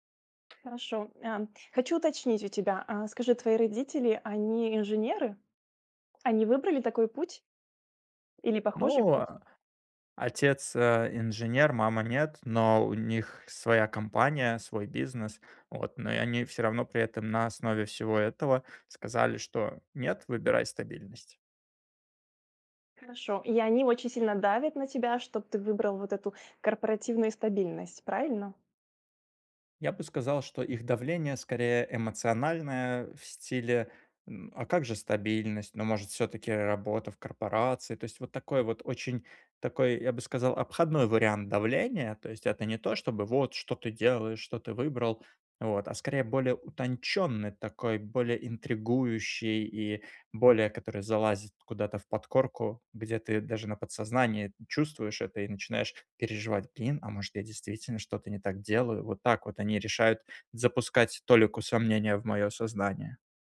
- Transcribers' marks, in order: tapping
- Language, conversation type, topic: Russian, advice, Как перестать бояться разочаровать родителей и начать делать то, что хочу я?